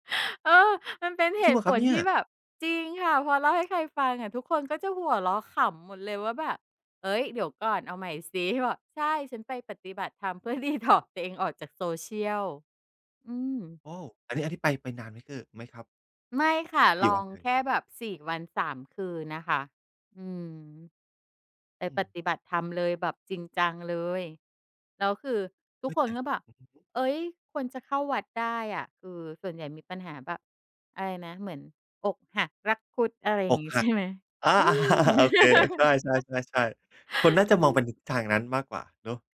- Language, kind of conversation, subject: Thai, podcast, คุณเคยลองงดใช้อุปกรณ์ดิจิทัลสักพักไหม แล้วผลเป็นอย่างไรบ้าง?
- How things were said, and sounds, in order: laughing while speaking: "Detox"; chuckle; laughing while speaking: "ใช่ไหม ?"; chuckle